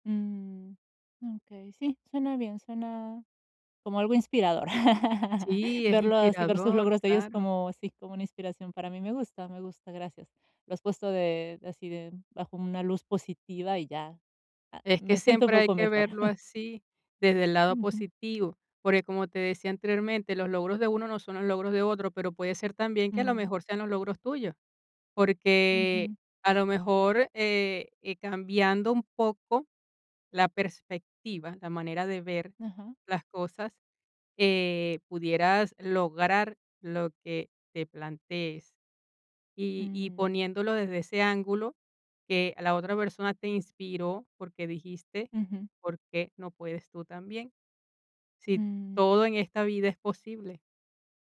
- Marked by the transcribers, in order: chuckle; chuckle
- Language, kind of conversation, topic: Spanish, advice, ¿Cómo puedo dejar de compararme con los demás y definir mi propio éxito personal?